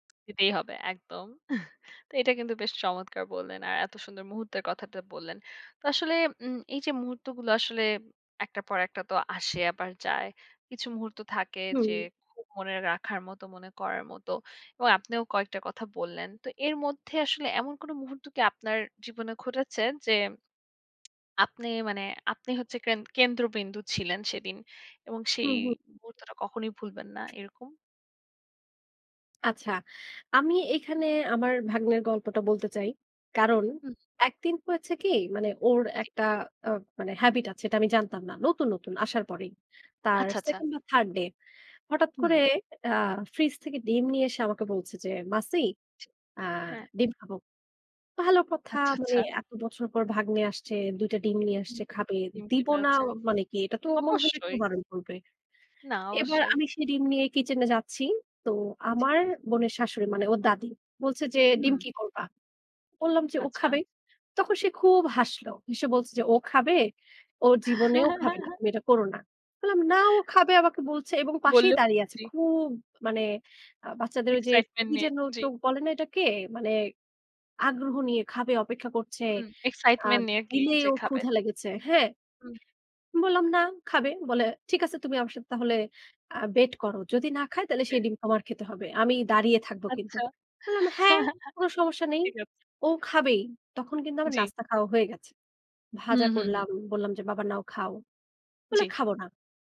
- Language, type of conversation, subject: Bengali, podcast, পরিবারের সঙ্গে আপনার কোনো বিশেষ মুহূর্তের কথা বলবেন?
- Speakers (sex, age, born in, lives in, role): female, 25-29, Bangladesh, United States, host; female, 35-39, Bangladesh, Germany, guest
- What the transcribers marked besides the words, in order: tapping; chuckle; lip smack; other background noise; in English: "habit"; chuckle; in English: "bet"; chuckle